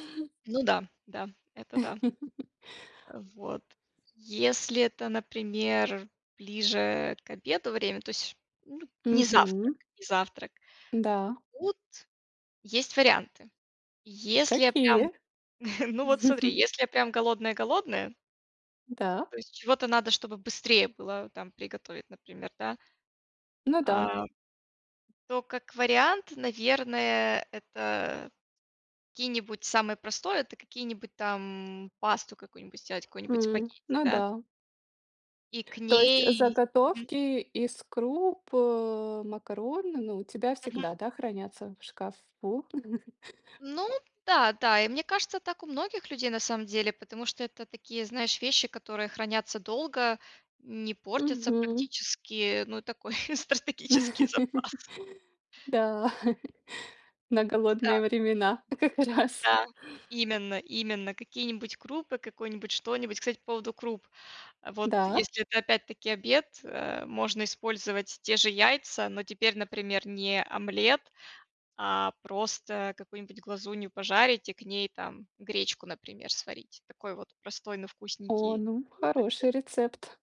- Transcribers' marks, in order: laugh; tapping; other background noise; chuckle; chuckle; chuckle; chuckle; laughing while speaking: "стратегический запас"; laugh; chuckle; laughing while speaking: "как раз"
- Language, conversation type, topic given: Russian, podcast, Что вы готовите, если в холодильнике почти пусто?